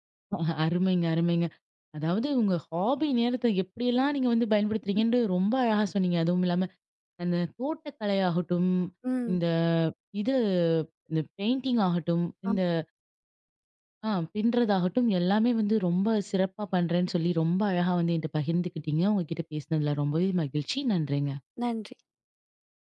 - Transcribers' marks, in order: laughing while speaking: "ஓ! அருமைங்க, அருமைங்க"; in English: "ஹாஃபி"; laugh; drawn out: "இந்த இது"; in English: "பெயிண்டிங்"
- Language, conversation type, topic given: Tamil, podcast, ஒரு பொழுதுபோக்கிற்கு தினமும் சிறிது நேரம் ஒதுக்குவது எப்படி?